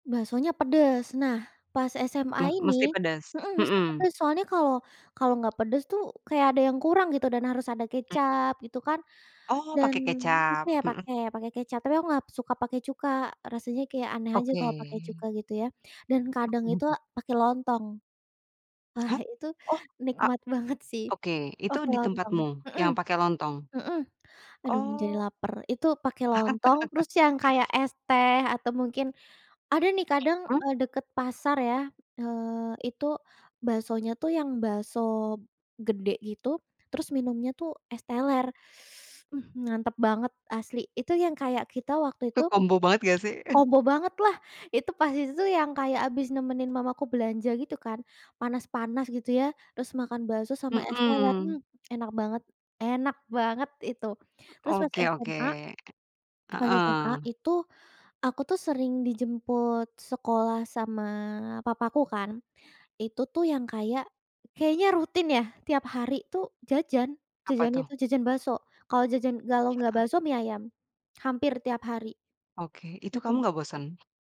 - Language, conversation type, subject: Indonesian, podcast, Apa makanan sederhana yang selalu membuat kamu bahagia?
- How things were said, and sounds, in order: tapping; chuckle; teeth sucking; swallow